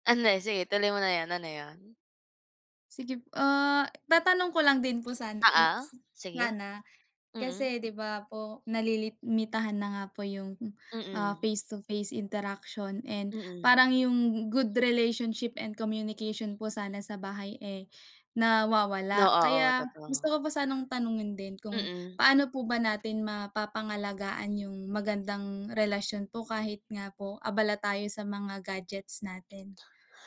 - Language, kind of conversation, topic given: Filipino, unstructured, Paano nakaaapekto ang araw-araw na paggamit ng midyang panlipunan at mga kagamitang de‑elektroniko sa mga bata at sa personal na komunikasyon?
- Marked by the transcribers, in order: none